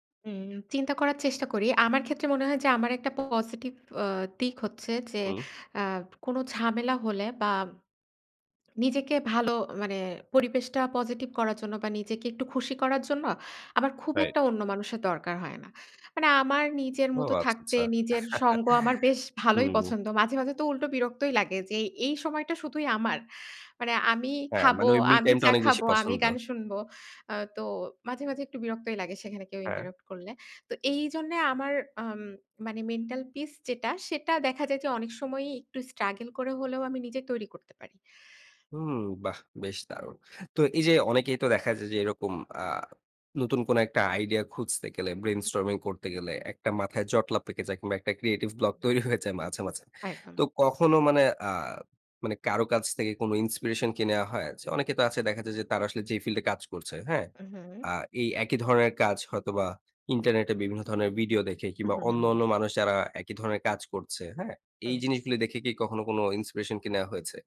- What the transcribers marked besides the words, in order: other background noise; chuckle; in English: "ইন্টারাপ্ট"; in English: "মেন্টাল পিস"; in English: "ক্রিয়েটিভ ব্লক"; laughing while speaking: "তৈরি হয়ে যায়"
- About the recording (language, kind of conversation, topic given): Bengali, podcast, নতুন আইডিয়া খুঁজে পেতে আপনি সাধারণত কী করেন?